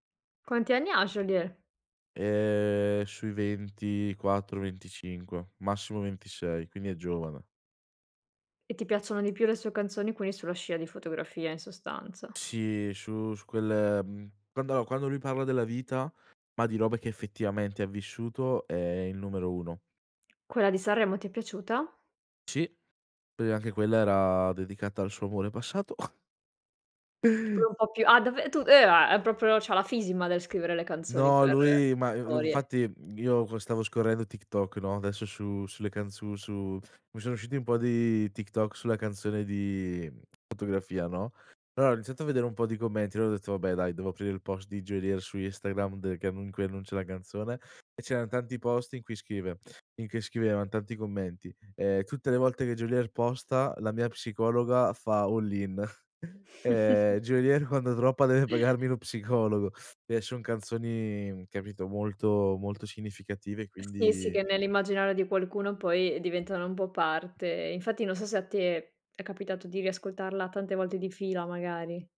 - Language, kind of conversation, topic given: Italian, podcast, Qual è la canzone che più ti rappresenta?
- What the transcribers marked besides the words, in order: "perché" said as "perè"; chuckle; unintelligible speech; "proprio" said as "propio"; unintelligible speech; chuckle; in English: "all-in"; chuckle; in English: "droppa"